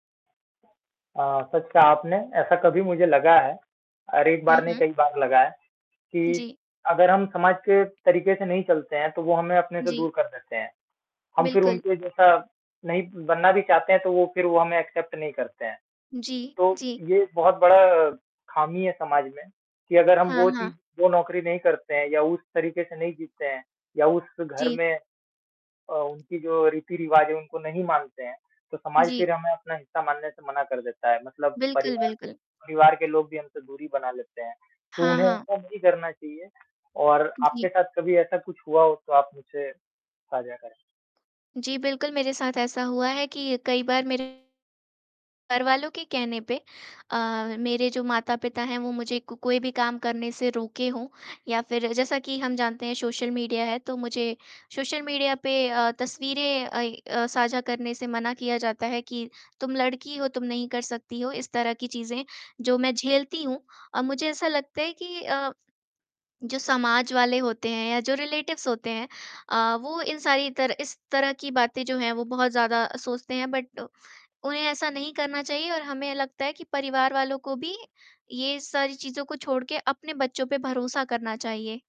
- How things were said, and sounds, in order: distorted speech; tapping; static; in English: "एक्सेप्ट"; in English: "रिलेटिव्स"; in English: "बट"
- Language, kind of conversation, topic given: Hindi, unstructured, आपके भविष्य की राह में किस तरह की बाधाएँ आ सकती हैं?